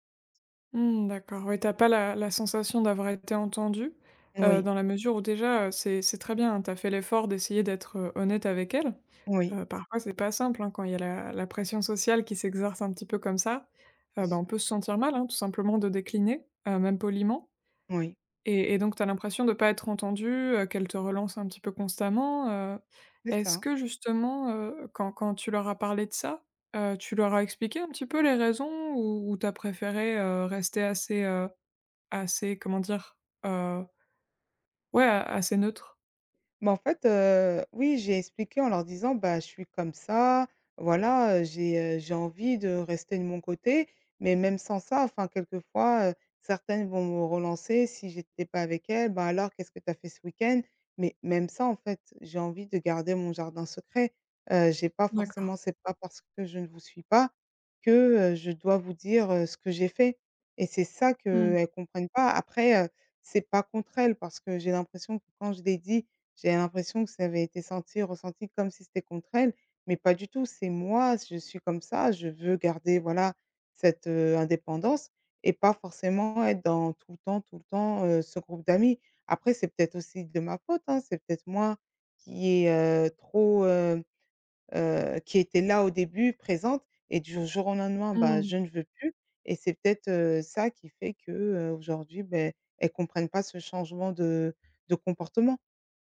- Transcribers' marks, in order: stressed: "moi"; tapping
- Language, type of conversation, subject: French, advice, Comment puis-je refuser des invitations sociales sans me sentir jugé ?